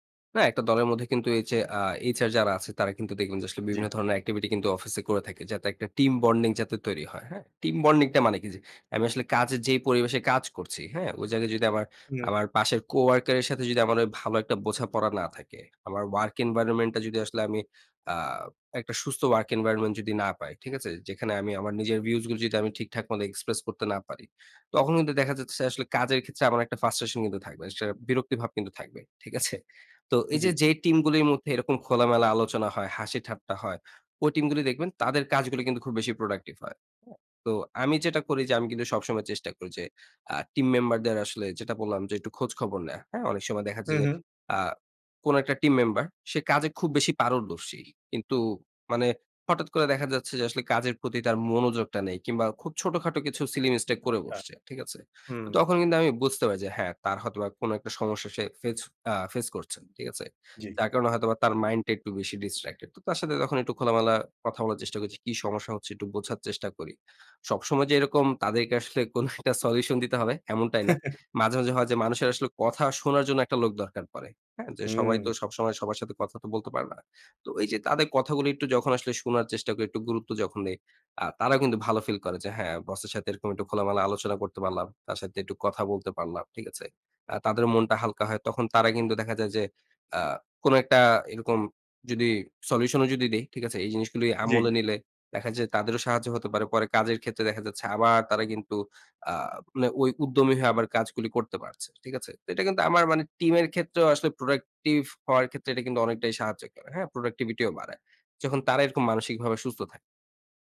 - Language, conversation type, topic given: Bengali, podcast, কীভাবে দলের মধ্যে খোলামেলা যোগাযোগ রাখা যায়?
- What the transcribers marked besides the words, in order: chuckle